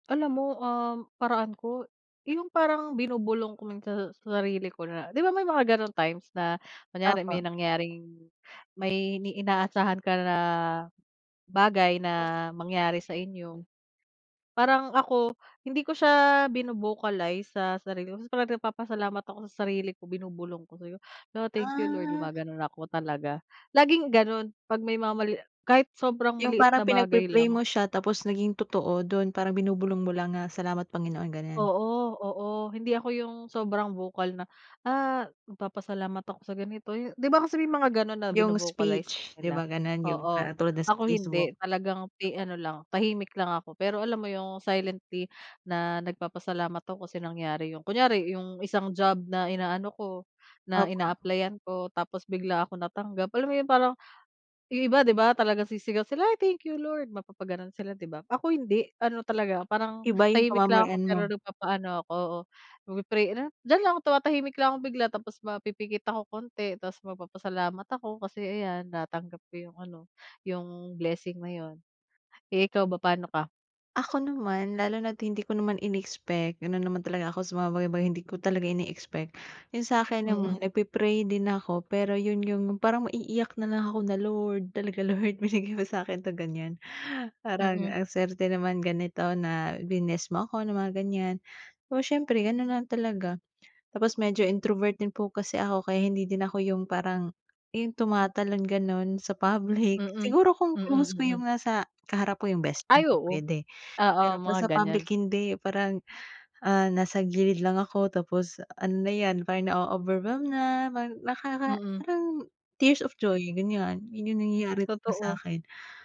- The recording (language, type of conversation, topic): Filipino, unstructured, Ano ang mga paraan mo para magpasalamat kahit sa maliliit na bagay?
- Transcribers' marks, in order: tapping; other background noise; tongue click